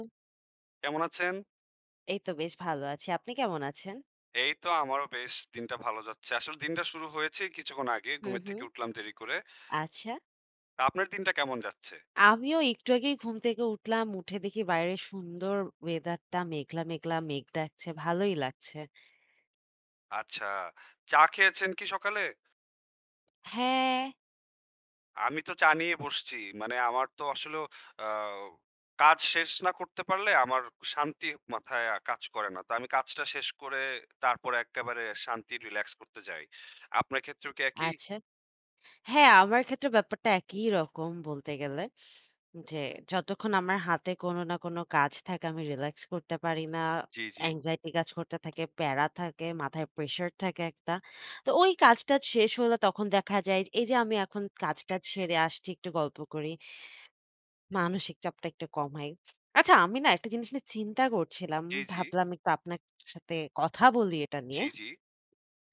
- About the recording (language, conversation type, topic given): Bengali, unstructured, কীভাবে বুঝবেন প্রেমের সম্পর্কে আপনাকে ব্যবহার করা হচ্ছে?
- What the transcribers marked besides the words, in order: in English: "anxiety"; horn